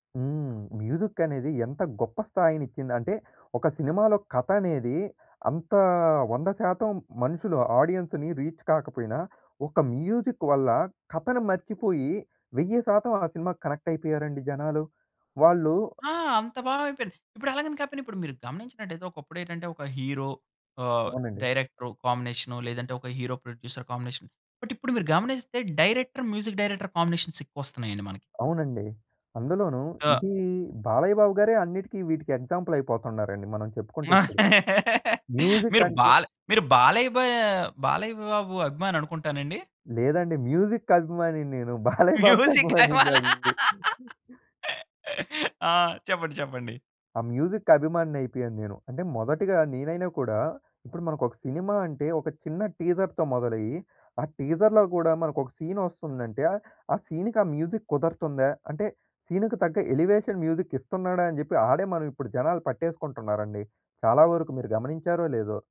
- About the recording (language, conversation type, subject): Telugu, podcast, ఒక సినిమాకు సంగీతం ఎంత ముఖ్యమని మీరు భావిస్తారు?
- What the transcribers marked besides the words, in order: in English: "మ్యూజిక్"; in English: "ఆడియన్స్‌ని రీచ్"; in English: "మ్యూజిక్"; in English: "హీరో"; in English: "హీరో ప్రొడ్యూసర్ కాంబినేషన్. బట్"; in English: "డైరెక్టర్, మ్యూజిక్ డైరెక్టర్ కాంబినేషన్స"; laugh; in English: "మ్యూజిక్"; in English: "మ్యూజిక్"; laughing while speaking: "మ్యూజిక్ అభిమానా! ఆ!"; laughing while speaking: "బాలయ్య బాబుకి అభిమానినిగాదు"; in English: "మ్యూజిక్"; in English: "టీజర్‌తో"; in English: "టీజర్‌లో"; in English: "సీన్‌కి"; in English: "మ్యూజిక్"; in English: "ఎలివేషన్ మ్యూజిక్"